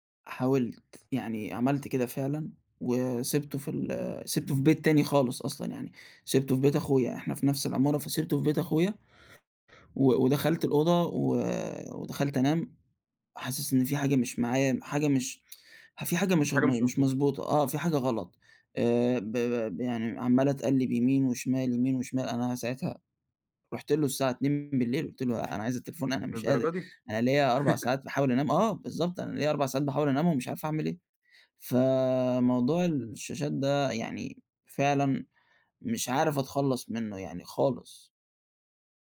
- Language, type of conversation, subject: Arabic, advice, إزاي أقدر ألتزم بميعاد نوم وصحيان ثابت كل يوم؟
- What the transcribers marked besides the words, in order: tsk; chuckle